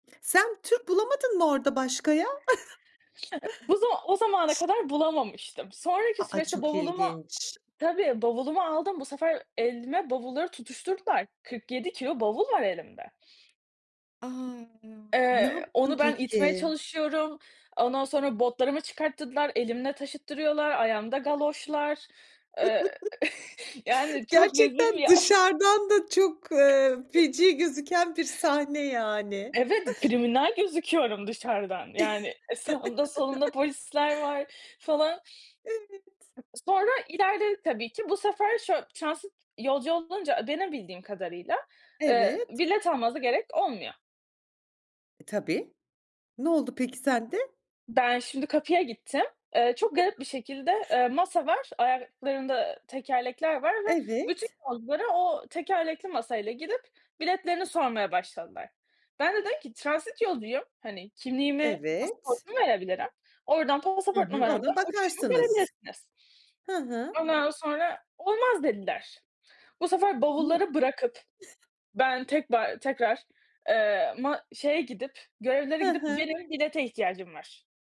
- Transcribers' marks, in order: sniff; chuckle; chuckle; chuckle; sniff; chuckle; sniff; chuckle; sniff
- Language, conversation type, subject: Turkish, podcast, Seyahatin sırasında başına gelen unutulmaz bir olayı anlatır mısın?